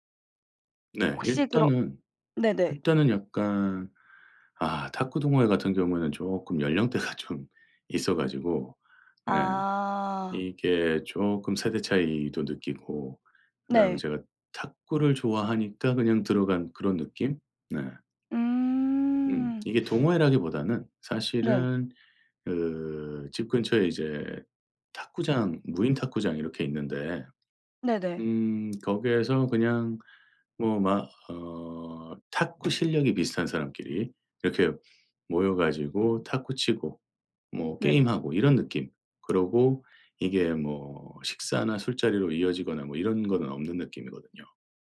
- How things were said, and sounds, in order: tapping; laughing while speaking: "연령대가"; teeth sucking
- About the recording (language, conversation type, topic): Korean, advice, 새로운 도시로 이사한 뒤 친구를 사귀기 어려운데, 어떻게 하면 좋을까요?